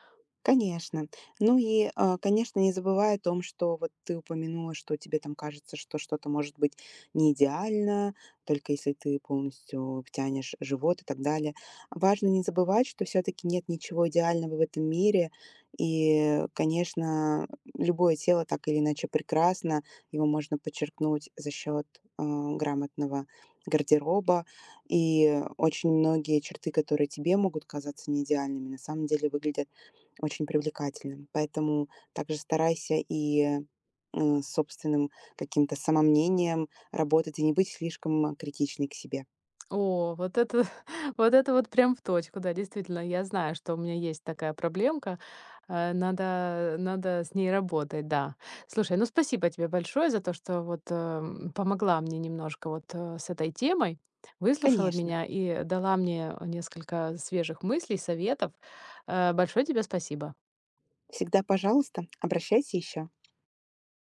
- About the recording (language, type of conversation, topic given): Russian, advice, Как мне выбрать стиль одежды, который мне подходит?
- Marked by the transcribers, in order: tapping; other noise; chuckle; other background noise